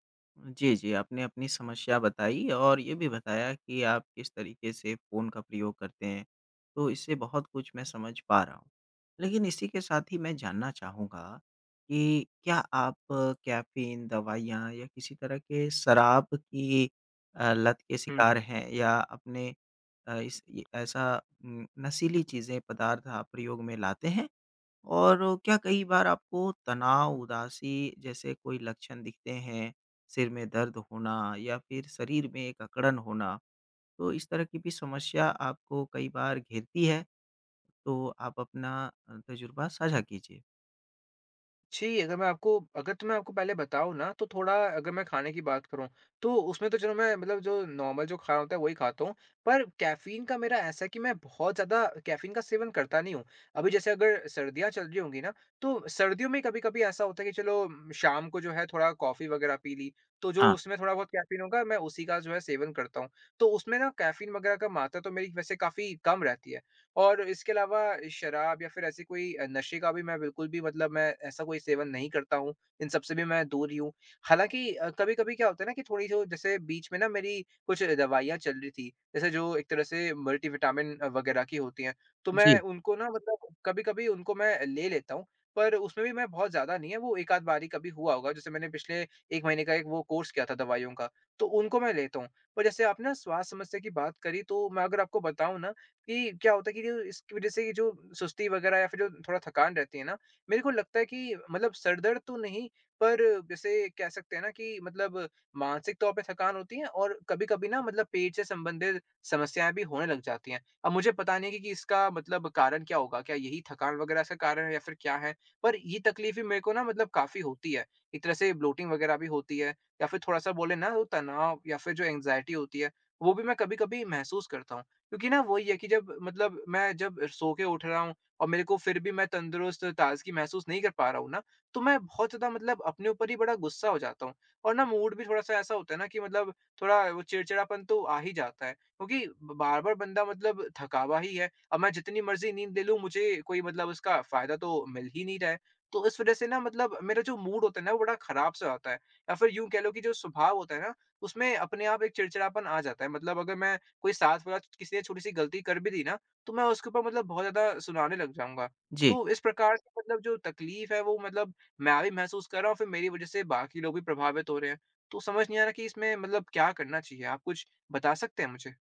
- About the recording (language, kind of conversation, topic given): Hindi, advice, दिन में बार-बार सुस्ती आने और झपकी लेने के बाद भी ताजगी क्यों नहीं मिलती?
- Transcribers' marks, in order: in English: "नॉर्मल"; in English: "कोर्स"; in English: "ब्लोटिंग"; in English: "एंजाइटी"; in English: "मूड"; in English: "मूड"